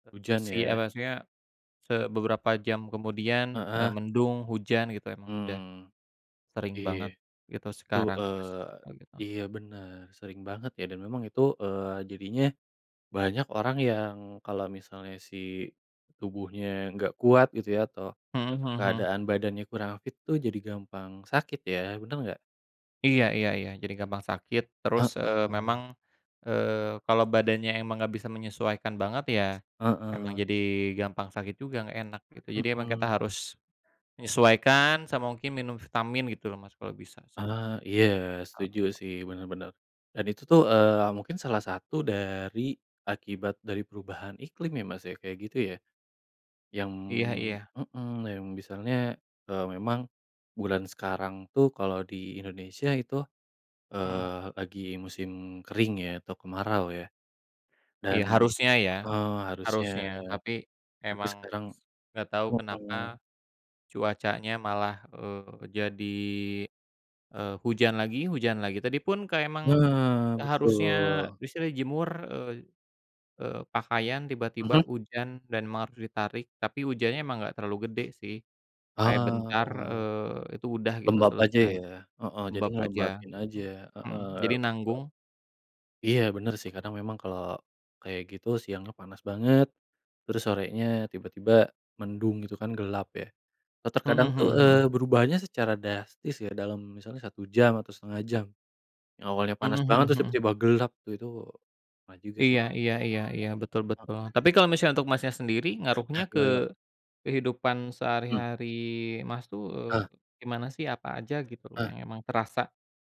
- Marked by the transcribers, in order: tapping; other background noise; other animal sound; unintelligible speech; unintelligible speech; other street noise
- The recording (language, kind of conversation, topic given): Indonesian, unstructured, Bagaimana menurutmu perubahan iklim memengaruhi kehidupan sehari-hari?